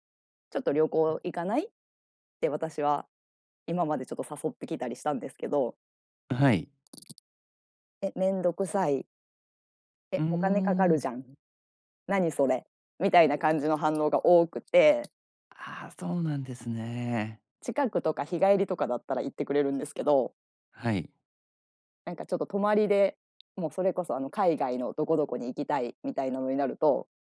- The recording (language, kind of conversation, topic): Japanese, advice, 恋人に自分の趣味や価値観を受け入れてもらえないとき、どうすればいいですか？
- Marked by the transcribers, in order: other noise